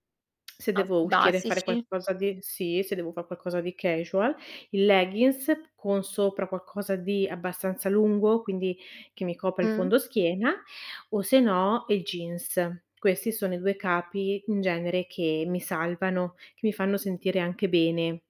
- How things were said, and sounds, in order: distorted speech
- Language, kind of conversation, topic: Italian, podcast, Che cosa ti fa sentire più sicuro quando ti vesti?